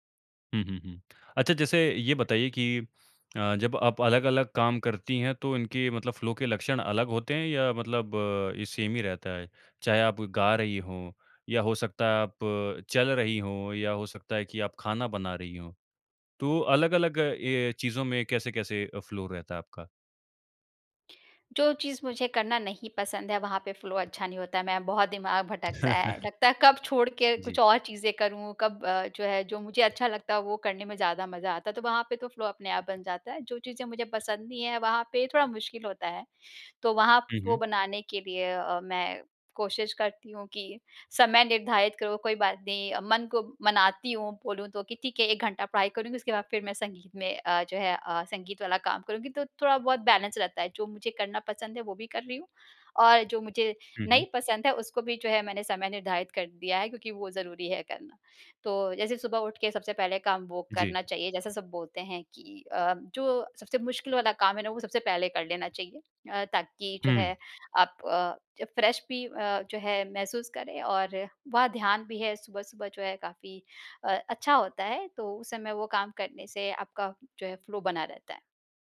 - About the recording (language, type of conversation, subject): Hindi, podcast, आप कैसे पहचानते हैं कि आप गहरे फ्लो में हैं?
- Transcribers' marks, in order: in English: "फ्लो"; in English: "सेम"; in English: "फ्लो"; in English: "फ्लो"; tapping; laugh; in English: "फ्लो"; in English: "बैलेंस"; in English: "फ्रेश"; in English: "फ्लो"